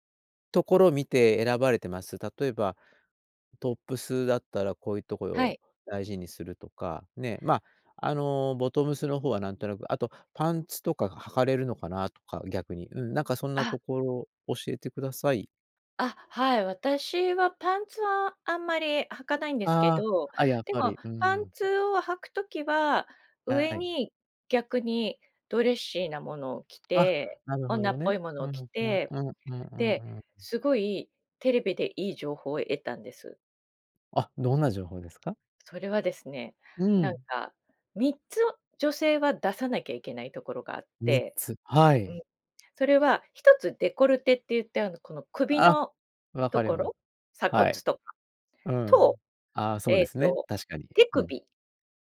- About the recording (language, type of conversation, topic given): Japanese, podcast, 着るだけで気分が上がる服には、どんな特徴がありますか？
- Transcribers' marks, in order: none